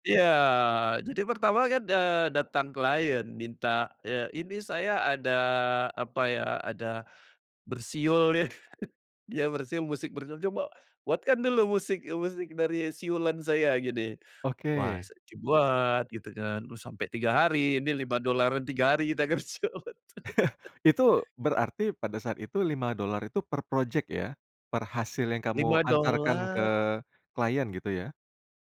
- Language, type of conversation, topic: Indonesian, podcast, Kapan sebuah kebetulan mengantarkanmu ke kesempatan besar?
- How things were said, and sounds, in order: drawn out: "Iya"; laughing while speaking: "ya"; chuckle; laughing while speaking: "kerja, betul"; chuckle; giggle; other background noise; tapping